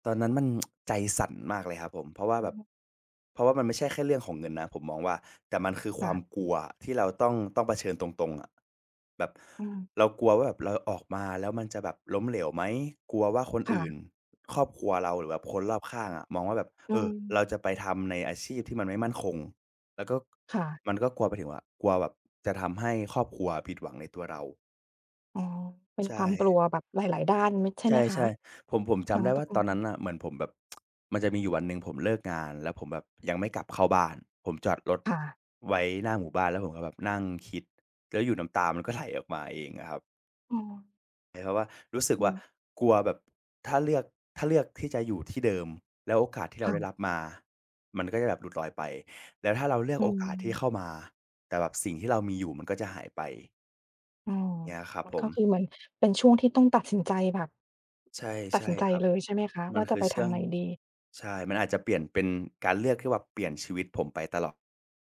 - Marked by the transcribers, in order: tsk; tapping; other background noise; tsk
- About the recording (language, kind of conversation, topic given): Thai, podcast, คุณเคยต้องตัดสินใจเรื่องที่ยากมากอย่างไร และได้เรียนรู้อะไรจากมันบ้าง?